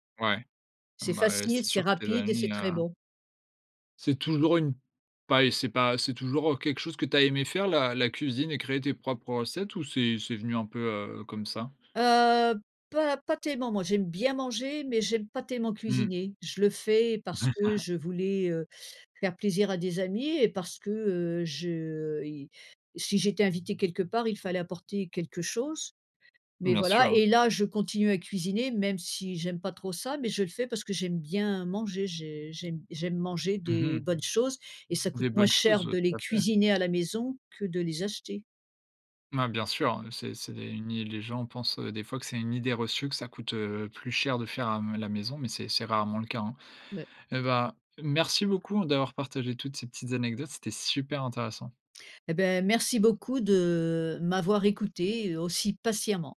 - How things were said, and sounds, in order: laugh; stressed: "super"; stressed: "patiemment"
- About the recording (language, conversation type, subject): French, podcast, Parle-moi d’une tradition familiale qui te tient à cœur ?